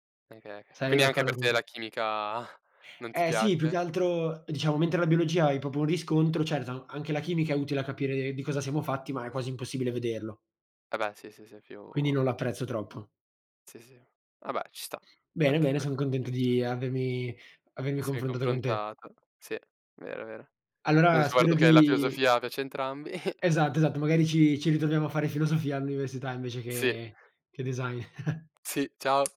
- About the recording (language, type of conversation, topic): Italian, unstructured, Quale materia ti fa sentire più felice?
- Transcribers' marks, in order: unintelligible speech; chuckle; "proprio" said as "popo"; other background noise; tapping; chuckle; chuckle